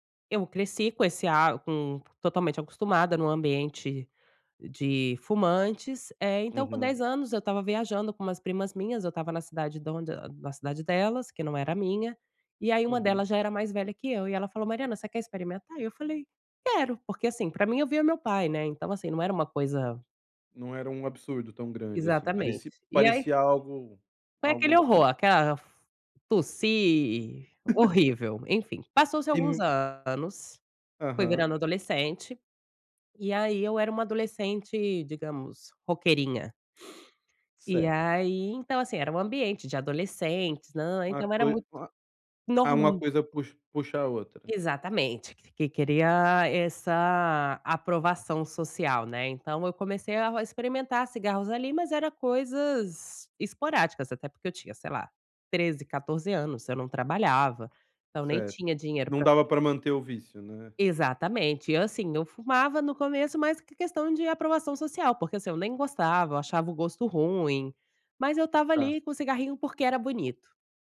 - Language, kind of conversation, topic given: Portuguese, advice, Como posso lidar com os efeitos dos estimulantes que tomo, que aumentam minha ansiedade e meu estresse?
- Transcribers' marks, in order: unintelligible speech; laugh; unintelligible speech; unintelligible speech